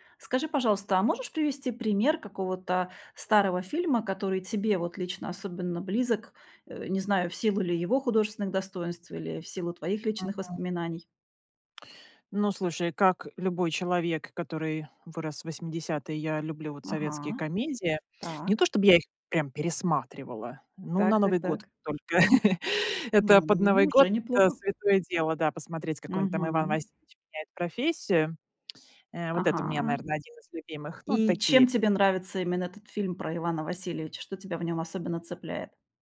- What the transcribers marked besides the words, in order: tapping; laugh; drawn out: "Ну"; tsk
- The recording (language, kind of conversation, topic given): Russian, podcast, Почему, на твой взгляд, людям так нравится ностальгировать по старым фильмам?